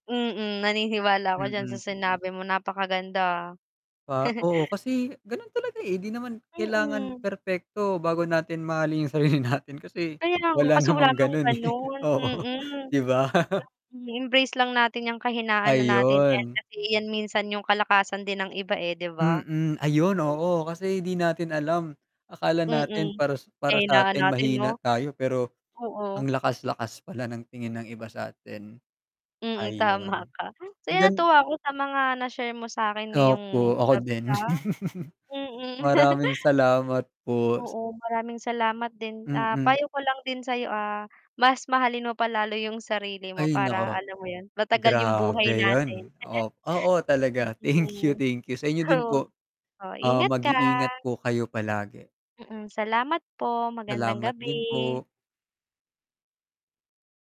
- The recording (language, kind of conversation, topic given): Filipino, unstructured, Paano mo tinatanggap ang sarili mo kahit may mga kahinaan?
- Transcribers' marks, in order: static; chuckle; laughing while speaking: "mahalin yung sarili natin kasi wala namang ganun, eh, oo, 'di ba?"; drawn out: "ganon"; tapping; in English: "Embrace"; mechanical hum; laughing while speaking: "tama ka"; chuckle; other noise; chuckle; drawn out: "ka"